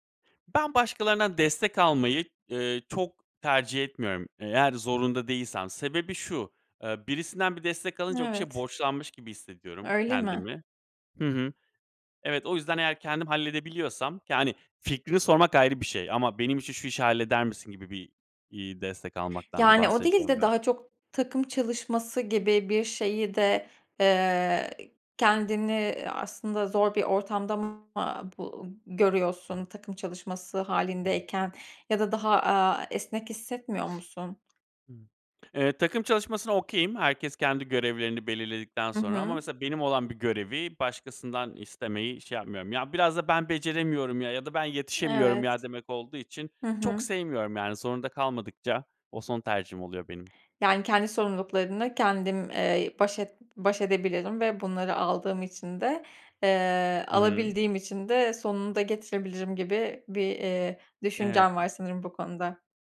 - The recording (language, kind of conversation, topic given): Turkish, podcast, Gelen bilgi akışı çok yoğunken odaklanmanı nasıl koruyorsun?
- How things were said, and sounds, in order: tapping; sniff; in English: "okay'im"